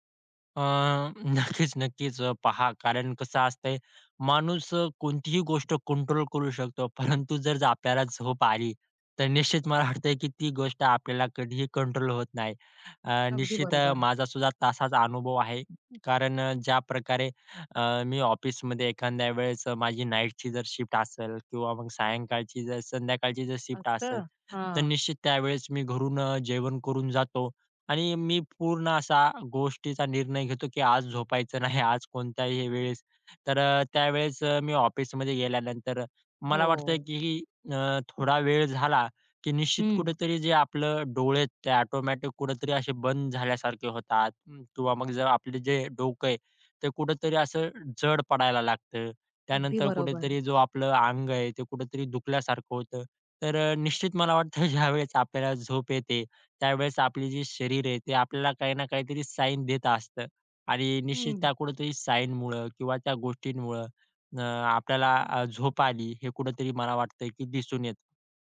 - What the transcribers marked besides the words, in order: laughing while speaking: "नक्कीच नक्कीच"; laughing while speaking: "परंतु"; laughing while speaking: "वाटत आहे"; other background noise; tapping; laughing while speaking: "वाटतं, ज्यावेळेस"
- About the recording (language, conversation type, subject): Marathi, podcast, झोप हवी आहे की फक्त आळस आहे, हे कसे ठरवता?